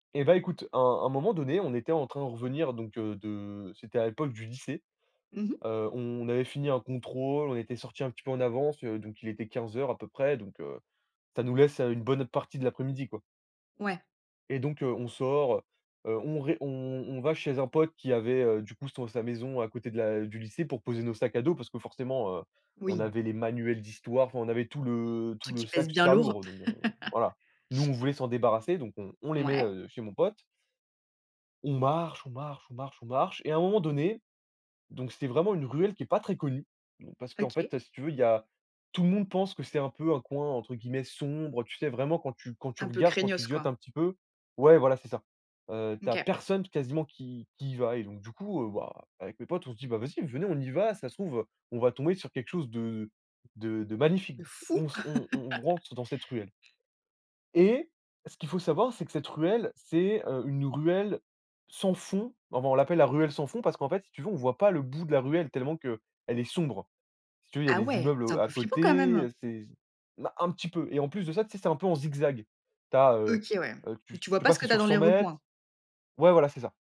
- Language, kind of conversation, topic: French, podcast, Quel coin secret conseillerais-tu dans ta ville ?
- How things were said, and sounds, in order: laugh; stressed: "personne"; stressed: "fou"; other background noise; laugh; stressed: "sombre"